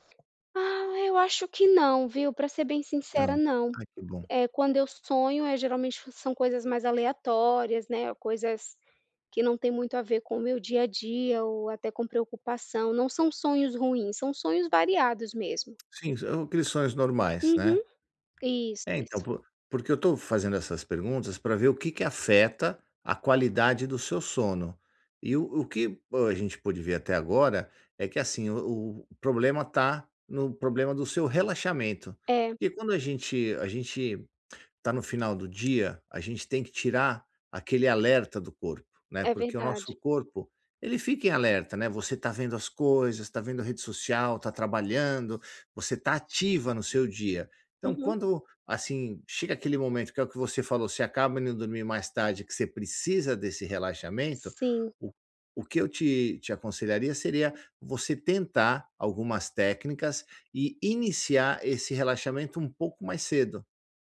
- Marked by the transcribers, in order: none
- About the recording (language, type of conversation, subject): Portuguese, advice, Como posso me sentir mais disposto ao acordar todas as manhãs?